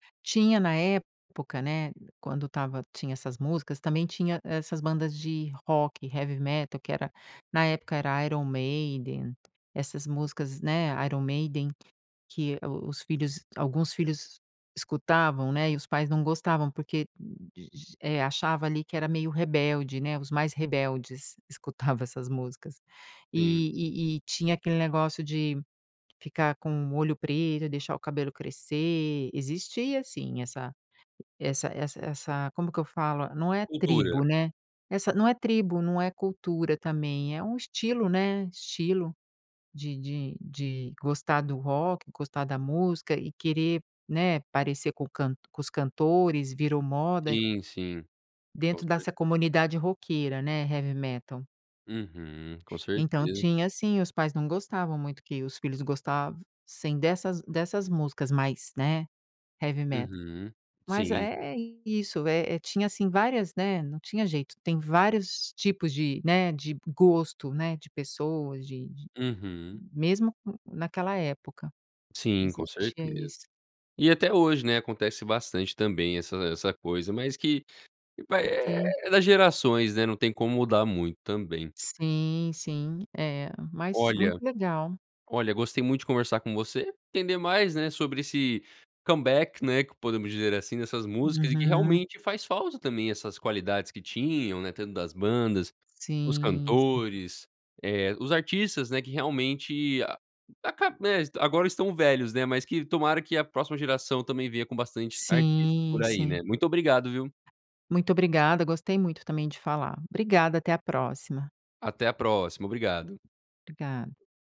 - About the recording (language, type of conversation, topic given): Portuguese, podcast, Qual música antiga sempre te faz voltar no tempo?
- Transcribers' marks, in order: tapping; in English: "comeback"; other background noise